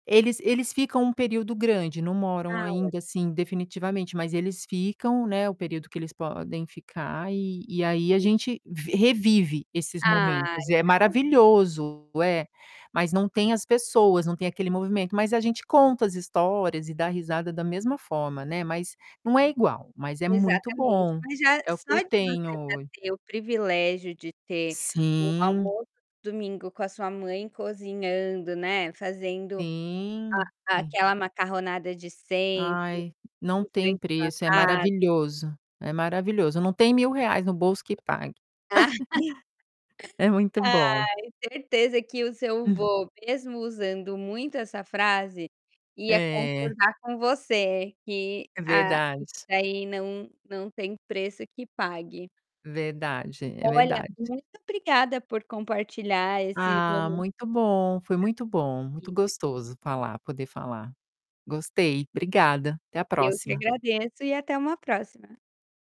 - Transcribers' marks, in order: distorted speech; unintelligible speech; tapping; laugh; chuckle; other background noise; unintelligible speech
- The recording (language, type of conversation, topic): Portuguese, podcast, Que lembrança você tem de um almoço de domingo em família?